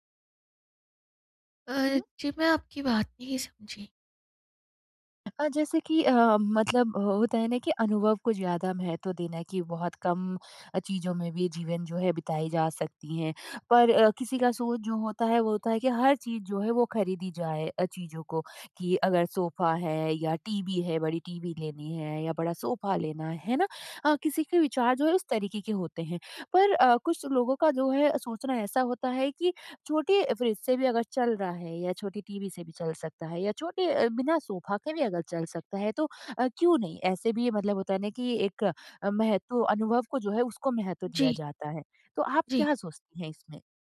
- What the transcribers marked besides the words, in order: other background noise
- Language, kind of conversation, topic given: Hindi, advice, मैं साधारण जीवनशैली अपनाकर अपने खर्च को कैसे नियंत्रित कर सकता/सकती हूँ?